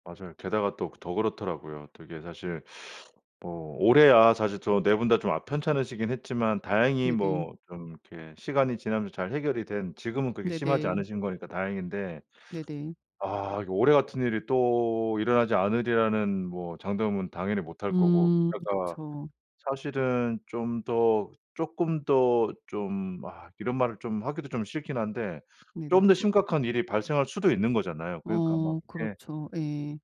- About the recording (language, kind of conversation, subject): Korean, advice, 부모님의 건강이 악화되면서 돌봄 책임이 어떻게 될지 불확실한데, 어떻게 대비해야 할까요?
- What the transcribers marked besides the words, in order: tapping; other background noise